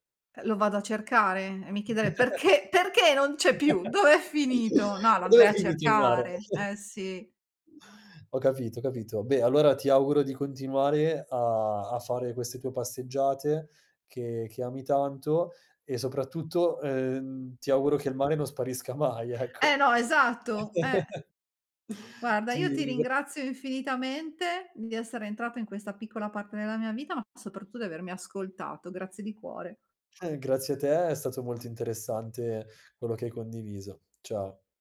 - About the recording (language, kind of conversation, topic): Italian, podcast, Che attività ti fa perdere la nozione del tempo?
- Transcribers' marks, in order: laugh; chuckle; laugh